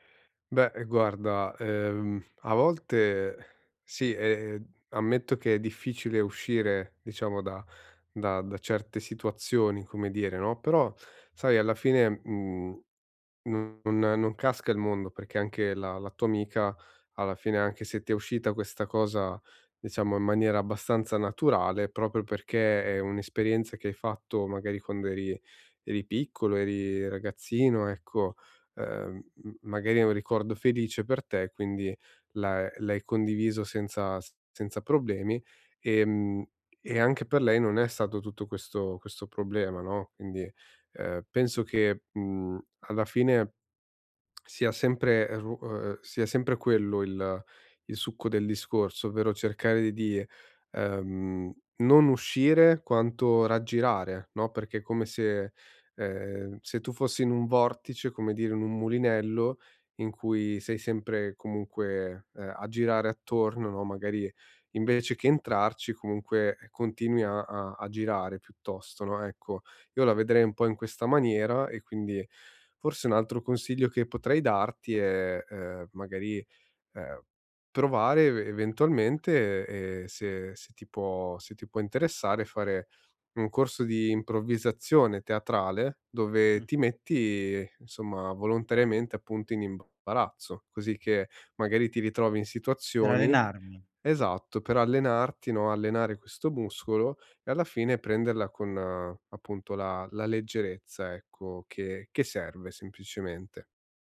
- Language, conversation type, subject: Italian, advice, Come posso accettare i miei errori nelle conversazioni con gli altri?
- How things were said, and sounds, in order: other background noise; "stato" said as "sato"; tapping